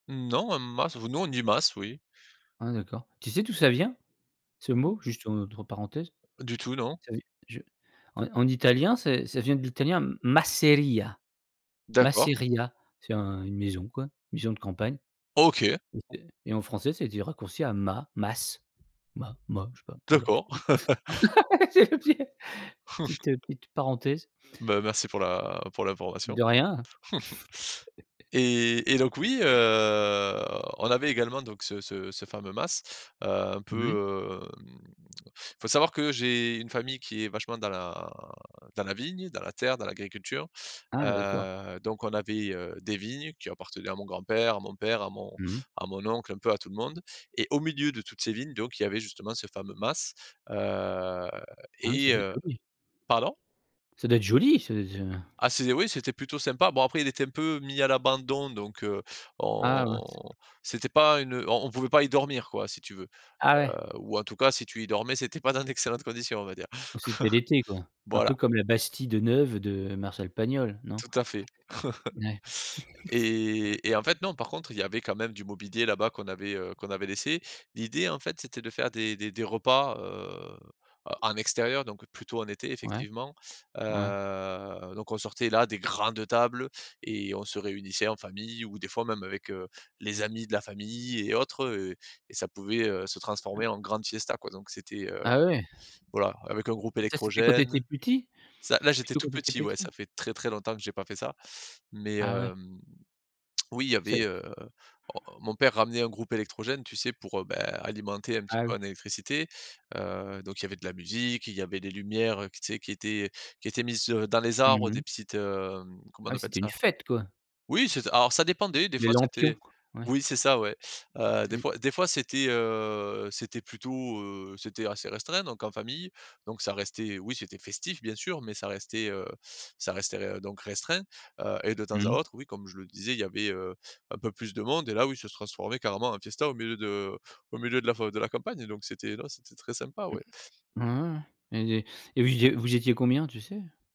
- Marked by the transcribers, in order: other noise; in Italian: "masseria. Masseria"; put-on voice: "masseria"; laugh; unintelligible speech; chuckle; chuckle; drawn out: "heu"; laugh; drawn out: "hem"; drawn out: "la"; drawn out: "heu"; chuckle; tapping; chuckle; drawn out: "Heu"
- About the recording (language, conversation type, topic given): French, podcast, Comment se déroulaient les repas en famille chez toi ?